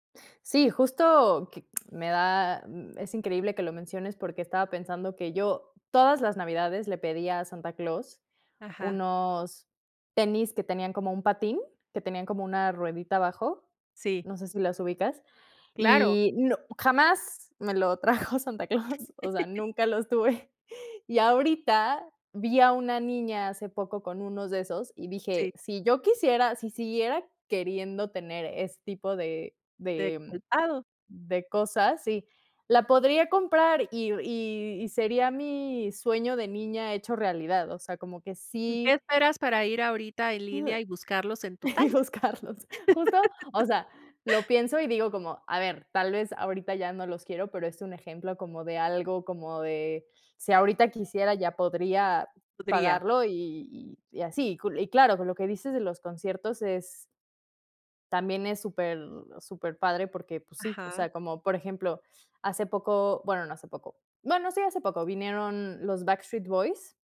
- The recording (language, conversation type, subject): Spanish, podcast, ¿Cómo influye la nostalgia en ti al volver a ver algo antiguo?
- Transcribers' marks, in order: other background noise; chuckle; laughing while speaking: "trajo Santa Claus"; chuckle; other noise; laughing while speaking: "buscarlos"; laugh